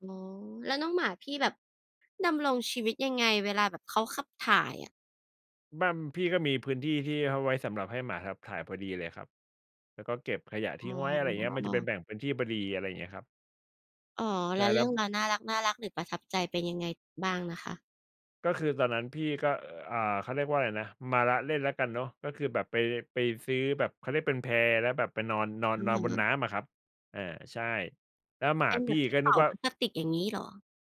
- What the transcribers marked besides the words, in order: none
- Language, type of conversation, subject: Thai, unstructured, สัตว์เลี้ยงช่วยให้คุณรู้สึกดีขึ้นได้อย่างไร?
- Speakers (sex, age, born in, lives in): female, 35-39, Thailand, Thailand; male, 35-39, Thailand, Thailand